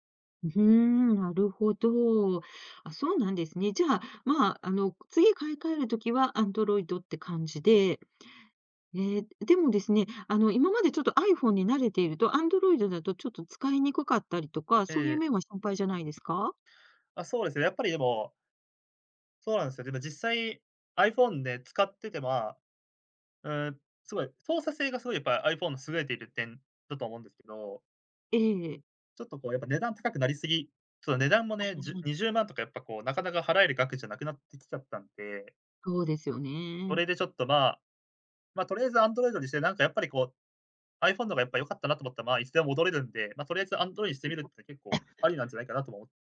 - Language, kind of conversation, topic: Japanese, podcast, スマホと上手に付き合うために、普段どんな工夫をしていますか？
- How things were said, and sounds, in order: unintelligible speech; "Android" said as "アンドロイ"; other noise; cough